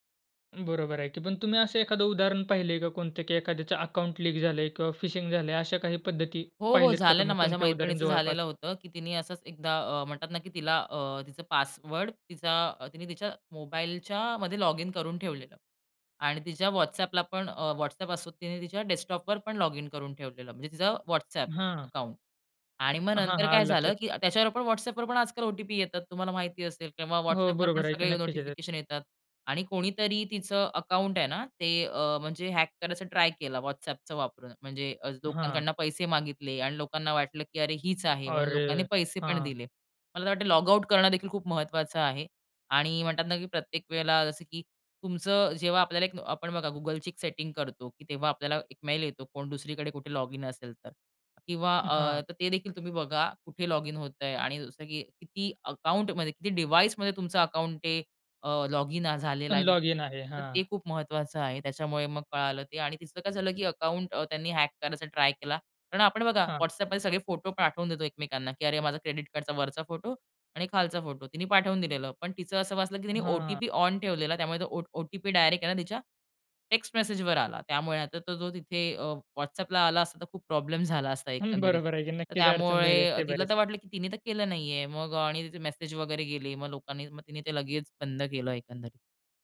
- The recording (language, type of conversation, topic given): Marathi, podcast, पासवर्ड आणि खात्यांच्या सुरक्षिततेसाठी तुम्ही कोणत्या सोप्या सवयी पाळता?
- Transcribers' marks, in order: in English: "लीक"; in English: "फिशिंग"; in English: "हॅक"; surprised: "अरे!"; tapping; in English: "डिव्हाइसमध्ये"; other noise; in English: "हॅक"; laughing while speaking: "बरोबर आहे की"